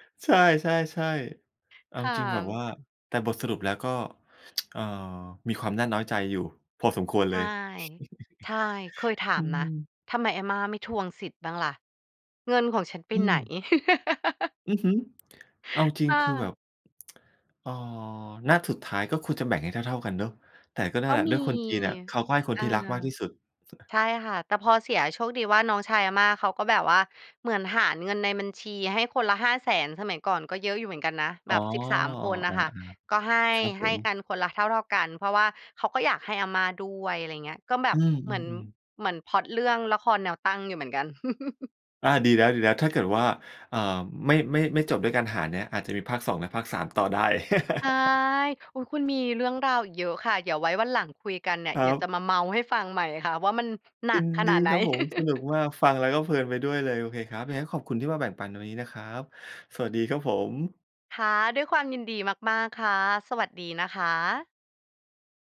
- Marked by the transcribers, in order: tsk; other noise; chuckle; laugh; inhale; tapping; other background noise; chuckle; chuckle; chuckle
- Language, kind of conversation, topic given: Thai, podcast, เล่าเรื่องรากเหง้าครอบครัวให้ฟังหน่อยได้ไหม?